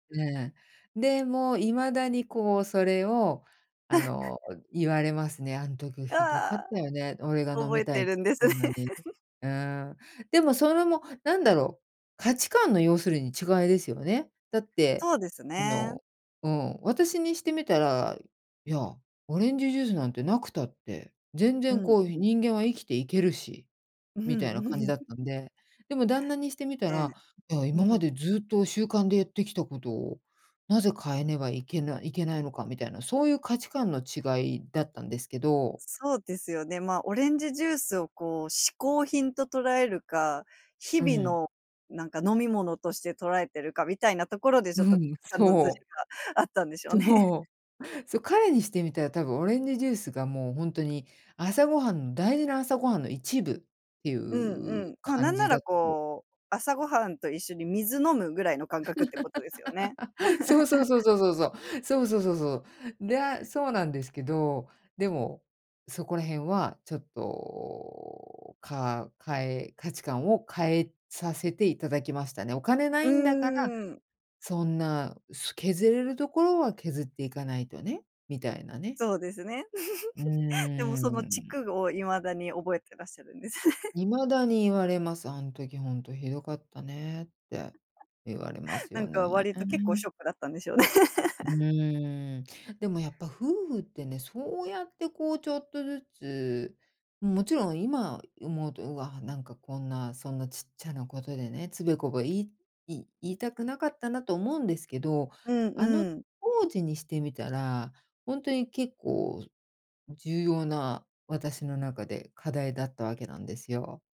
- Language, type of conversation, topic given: Japanese, podcast, 大切な人と価値観が違うとき、どう向き合えばいいですか？
- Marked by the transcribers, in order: laugh; other noise; laugh; laughing while speaking: "うん うん"; laugh; laugh; giggle; laughing while speaking: "ですね"; laugh; laugh